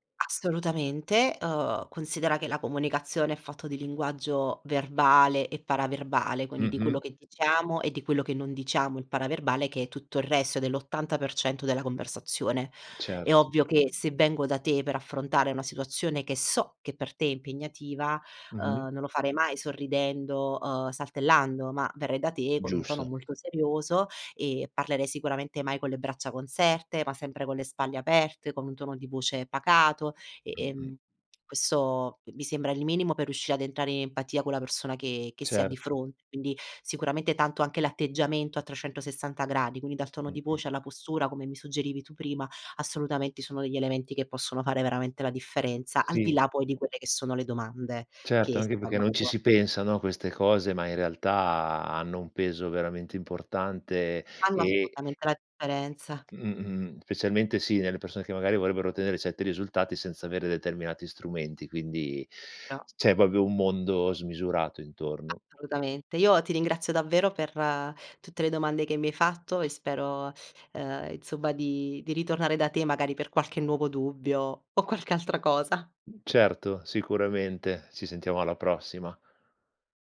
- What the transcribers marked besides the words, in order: other background noise; tapping; "questo" said as "quesso"; unintelligible speech; "proprio" said as "popio"
- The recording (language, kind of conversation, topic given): Italian, podcast, Come fai a porre domande che aiutino gli altri ad aprirsi?